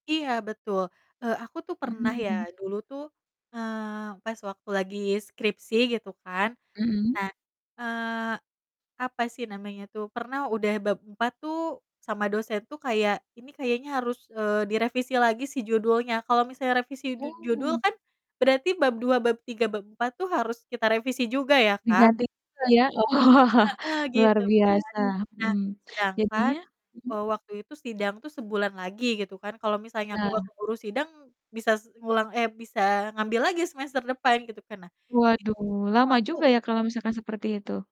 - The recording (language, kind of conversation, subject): Indonesian, podcast, Pernah nggak, karena kebanyakan mikir, keputusanmu jadi nggak jelas?
- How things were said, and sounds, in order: distorted speech; laughing while speaking: "Oh"